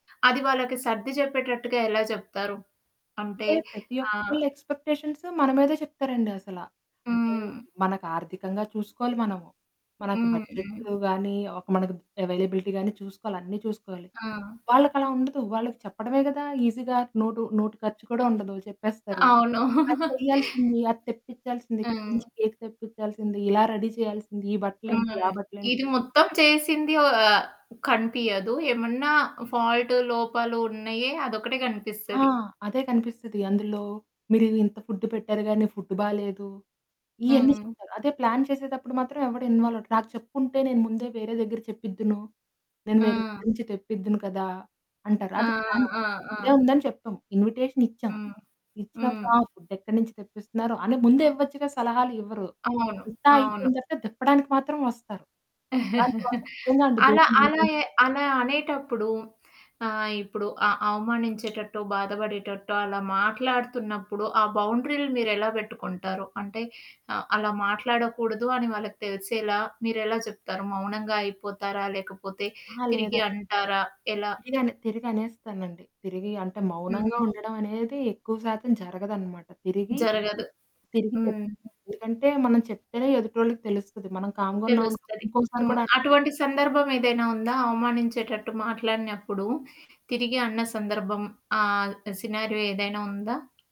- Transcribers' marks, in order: in English: "ఎక్స్పెక్టేషన్స్"; static; in English: "అవైలబిలిటీ"; in English: "ఈజీగా"; chuckle; unintelligible speech; in English: "రెడీ"; in English: "ఫుడ్"; in English: "ఫుడ్"; in English: "ప్లాన్"; in English: "ప్లాన్"; in English: "ఇన్విటేషన్"; in English: "ఫుడ్"; chuckle; distorted speech; in English: "సినారియో"
- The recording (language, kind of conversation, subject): Telugu, podcast, కుటుంబ సభ్యులకు మీ సరిహద్దులను గౌరవంగా, స్పష్టంగా ఎలా చెప్పగలరు?